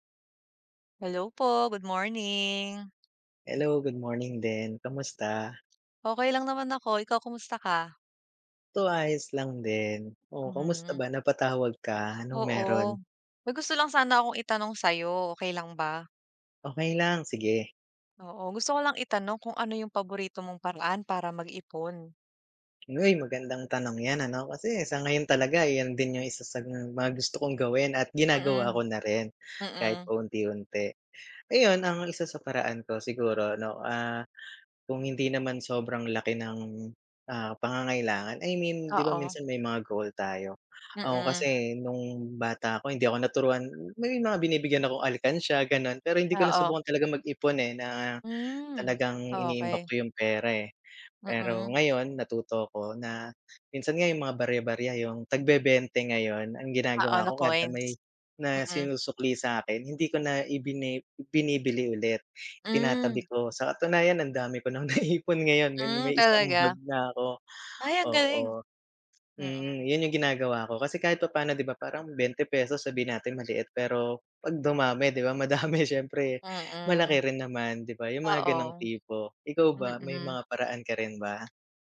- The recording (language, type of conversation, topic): Filipino, unstructured, Ano ang paborito mong paraan ng pag-iipon?
- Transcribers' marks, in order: other background noise; alarm; tapping